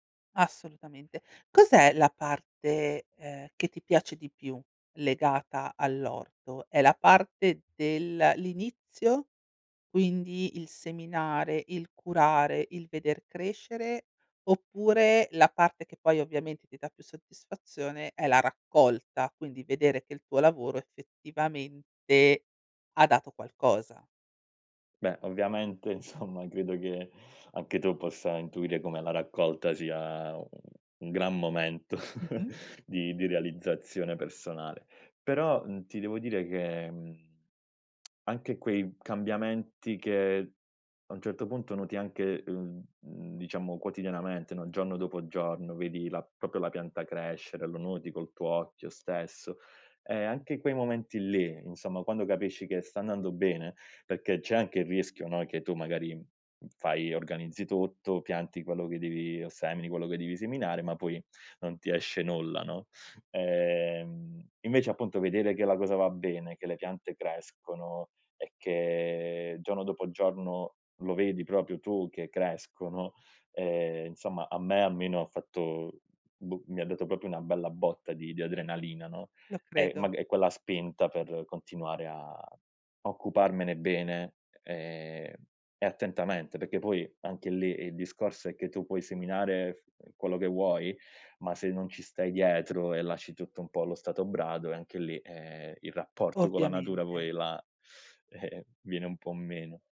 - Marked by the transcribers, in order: laughing while speaking: "insomma"; chuckle; tsk; "proprio" said as "propio"; "proprio" said as "propio"; "proprio" said as "propio"
- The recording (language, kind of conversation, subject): Italian, podcast, Qual è un'esperienza nella natura che ti ha fatto cambiare prospettiva?